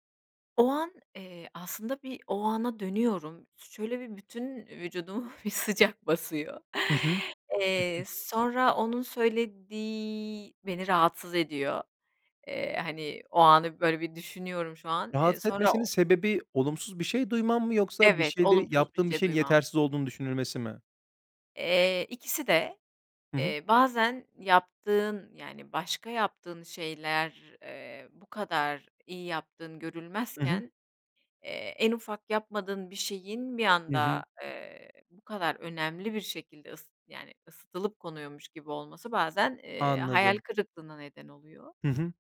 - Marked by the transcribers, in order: other background noise; laughing while speaking: "bir sıcak basıyor"
- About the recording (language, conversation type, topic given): Turkish, podcast, Yapıcı geri bildirimi nasıl verirsin?